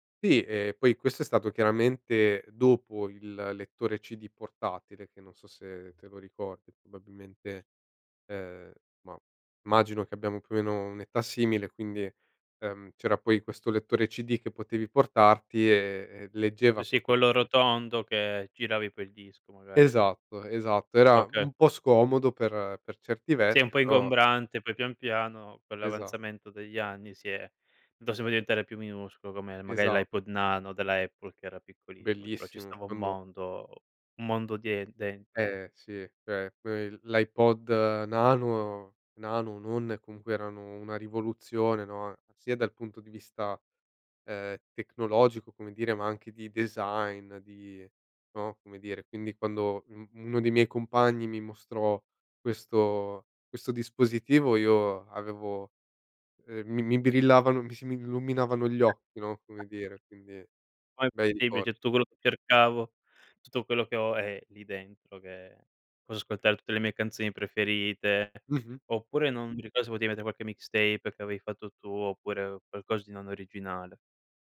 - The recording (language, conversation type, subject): Italian, podcast, Come ascoltavi musica prima di Spotify?
- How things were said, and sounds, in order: unintelligible speech; unintelligible speech; unintelligible speech; other background noise; "cioè" said as "ceh"; in English: "mixtape"